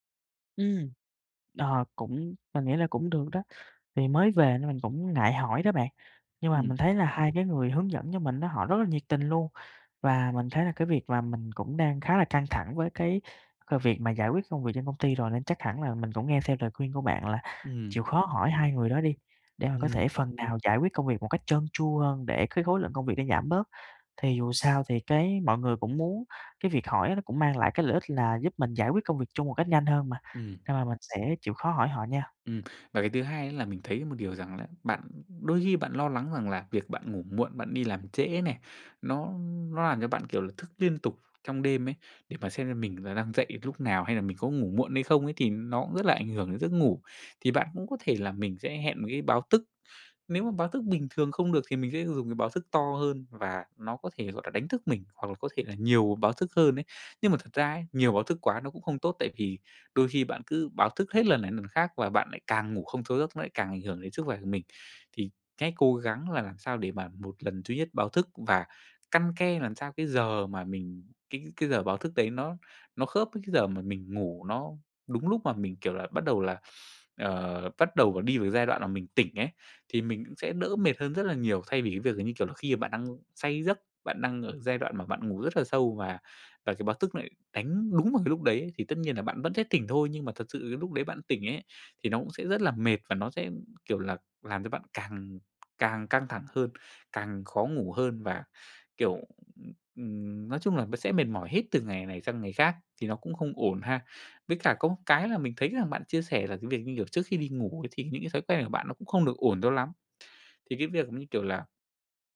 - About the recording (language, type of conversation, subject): Vietnamese, advice, Vì sao tôi khó ngủ và hay trằn trọc suy nghĩ khi bị căng thẳng?
- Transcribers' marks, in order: tapping